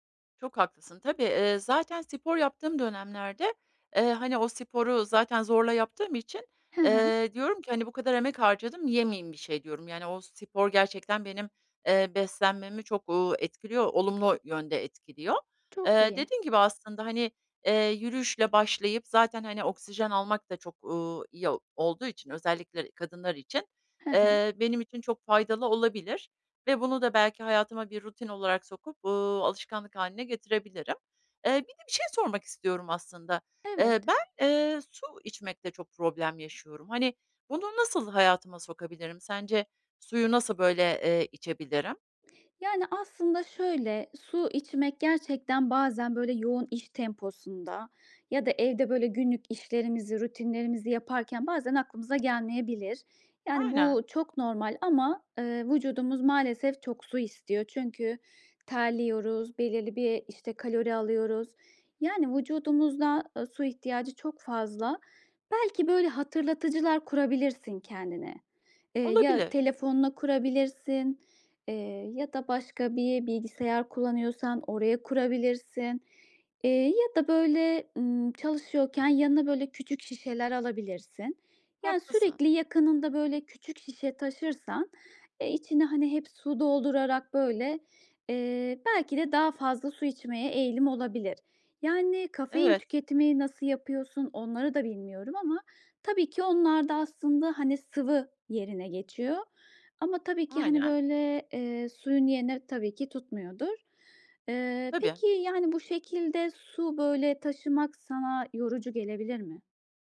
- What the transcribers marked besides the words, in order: other background noise
- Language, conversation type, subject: Turkish, advice, Vücudumun açlık ve tokluk sinyallerini nasıl daha doğru tanıyabilirim?